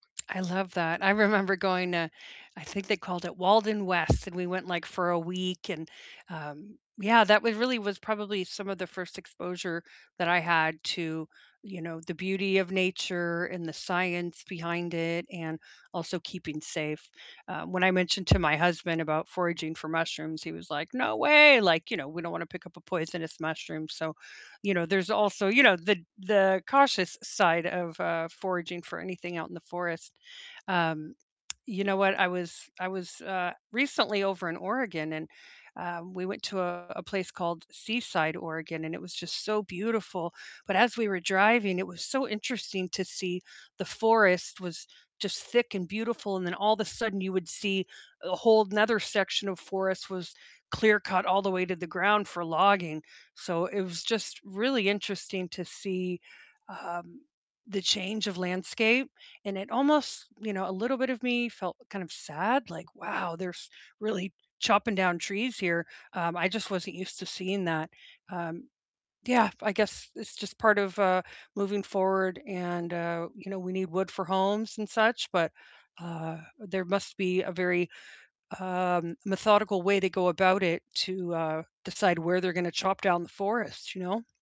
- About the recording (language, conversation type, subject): English, unstructured, What is your favorite place to enjoy nature?
- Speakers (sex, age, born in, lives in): female, 45-49, United States, Canada; female, 45-49, United States, United States
- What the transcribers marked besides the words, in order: distorted speech